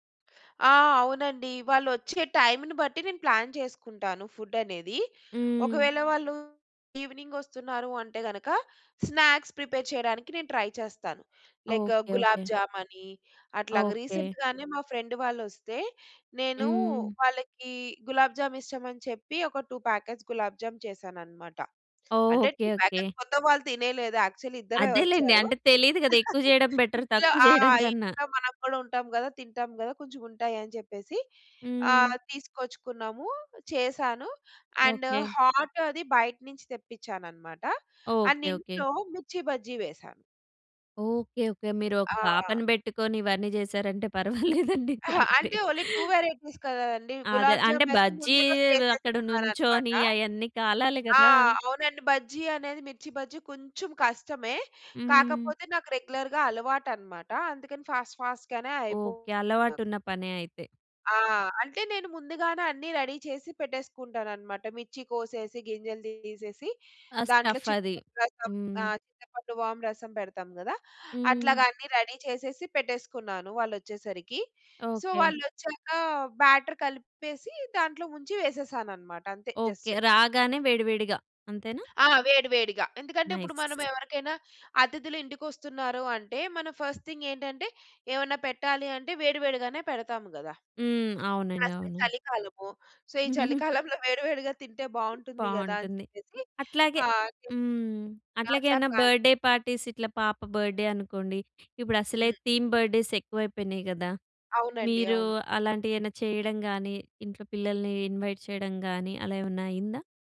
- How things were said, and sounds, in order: in English: "ప్లాన్"; other background noise; in English: "స్నాక్స్ ప్రిపేర్"; in English: "ట్రై"; in English: "లైక్"; in English: "ఫ్రెండ్"; in English: "టూ ప్యాకెట్స్"; in English: "టూ ప్యాకెట్స్"; in English: "యాక్చుల్లీ"; in English: "బెటర్"; chuckle; in English: "అండ్ హాట్"; in English: "అండ్"; laughing while speaking: "పర్వాలేదండి. చాలా గ్రేట్"; in English: "గ్రేట్"; in English: "ఓన్లీ టూ వేరైటీస్"; in English: "రెగ్యులర్‌గా"; in English: "ఫాస్ట్"; in English: "రెడీ"; in English: "స్టఫ్"; in English: "రెడీ"; in English: "సో"; in English: "బ్యాటర్"; in English: "జస్ట్"; tapping; in English: "ఫస్ట్ థింగ్"; in English: "ప్లస్"; giggle; in English: "సో"; in English: "బర్త్‌డే పార్టీస్"; in English: "ప్లాన్"; in English: "బర్త్‌డే"; in English: "థీమ్ బర్త్‌డేస్"; in English: "ఇన్వైట్"
- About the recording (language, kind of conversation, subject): Telugu, podcast, అతిథులు వచ్చినప్పుడు ఇంటి సన్నాహకాలు ఎలా చేస్తారు?